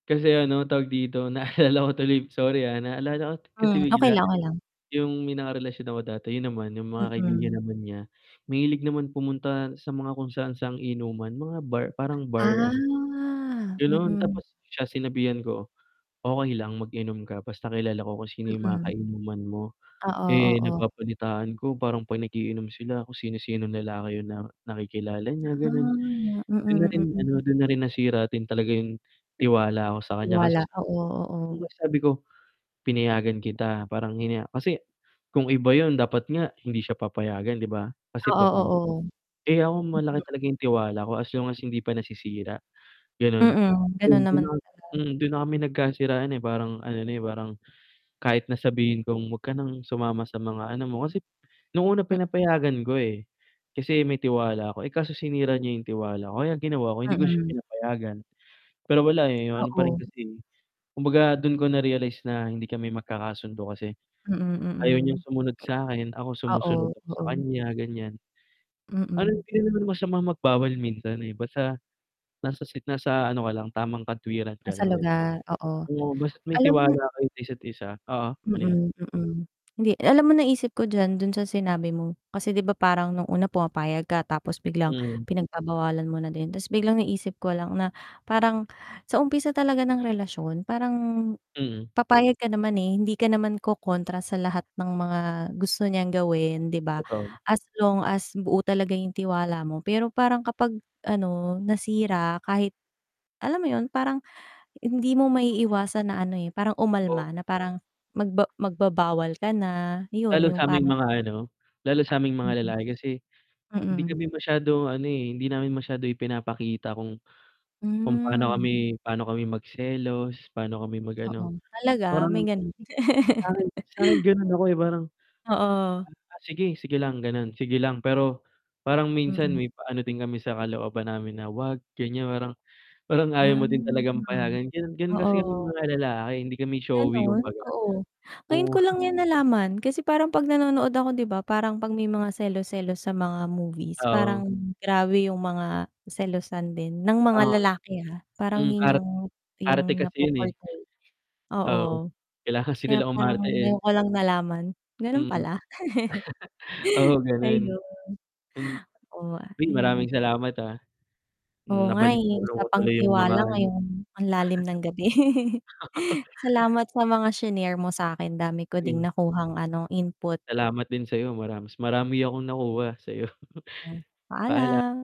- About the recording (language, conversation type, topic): Filipino, unstructured, Paano ninyo pinananatili ang tiwala sa isa’t isa?
- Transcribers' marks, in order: mechanical hum; drawn out: "Ah"; tapping; drawn out: "Ah"; distorted speech; static; laugh; drawn out: "Ah"; chuckle; chuckle; chuckle; chuckle; laugh; chuckle